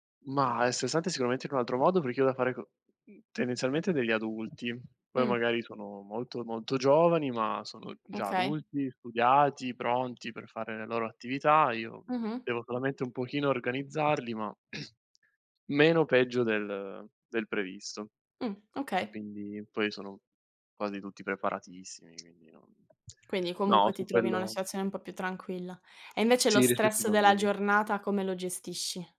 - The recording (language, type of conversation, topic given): Italian, unstructured, Come gestisci lo stress nella tua vita quotidiana?
- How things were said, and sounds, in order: other background noise; tapping; throat clearing